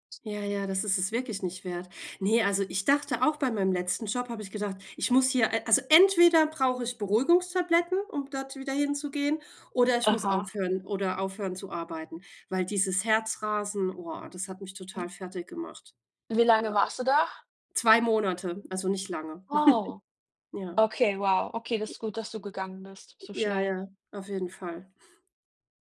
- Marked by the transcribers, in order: chuckle; other background noise
- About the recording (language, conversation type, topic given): German, unstructured, Was fasziniert dich am meisten an Träumen, die sich so real anfühlen?